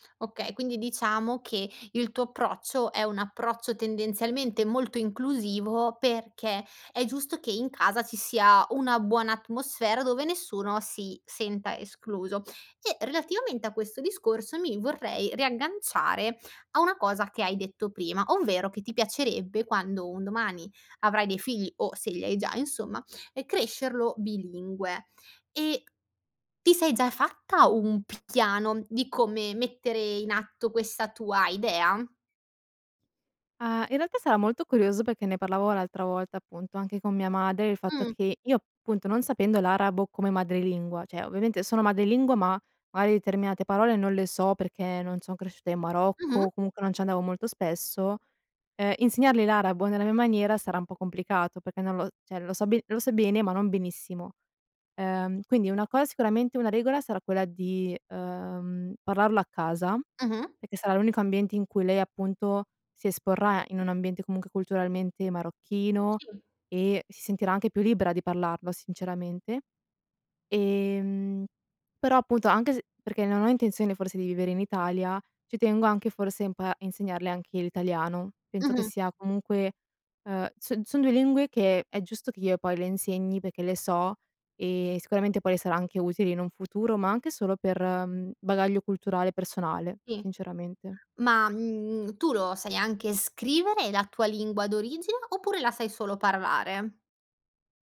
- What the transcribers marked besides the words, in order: tapping; "cioè" said as "ceh"; "cioè" said as "ceh"
- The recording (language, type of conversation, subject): Italian, podcast, Che ruolo ha la lingua in casa tua?